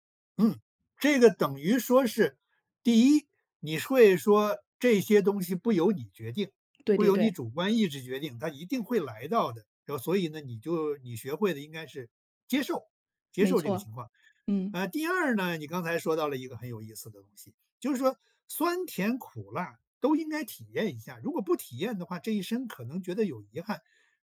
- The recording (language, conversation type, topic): Chinese, podcast, 能跟我说说你从四季中学到了哪些东西吗？
- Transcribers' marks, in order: "会" said as "睡"; other background noise